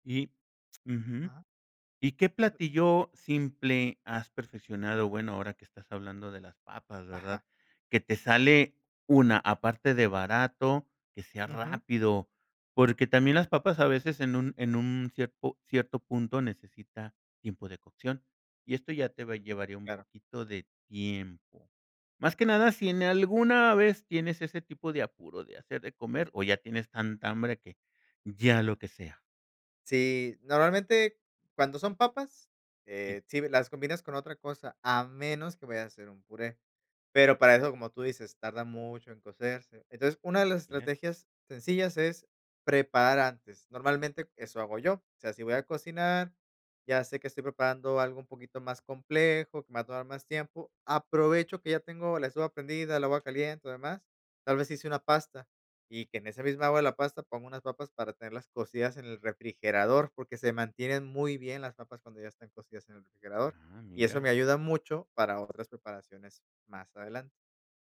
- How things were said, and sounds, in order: tapping; unintelligible speech; unintelligible speech
- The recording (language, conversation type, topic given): Spanish, podcast, ¿Cómo cocinas cuando tienes poco tiempo y poco dinero?